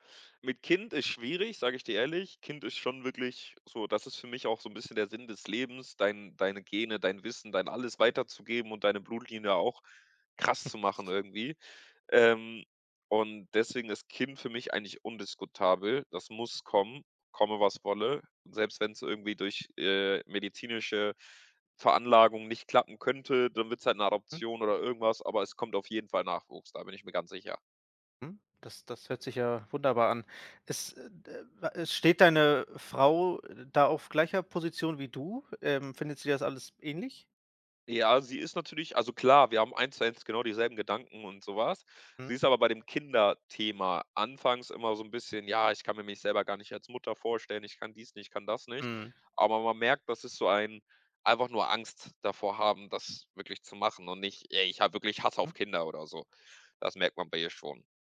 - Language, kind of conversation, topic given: German, podcast, Wie findest du heraus, was dir im Leben wirklich wichtig ist?
- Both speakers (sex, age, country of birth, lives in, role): male, 20-24, Germany, Portugal, guest; male, 30-34, Germany, Germany, host
- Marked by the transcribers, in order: other background noise; chuckle